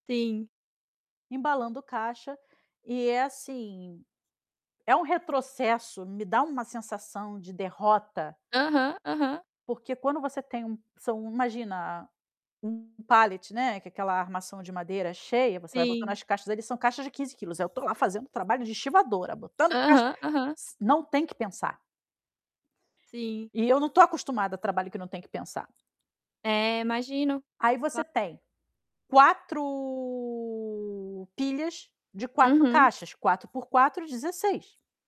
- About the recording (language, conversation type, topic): Portuguese, advice, Desânimo após um fracasso ou retrocesso
- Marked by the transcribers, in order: distorted speech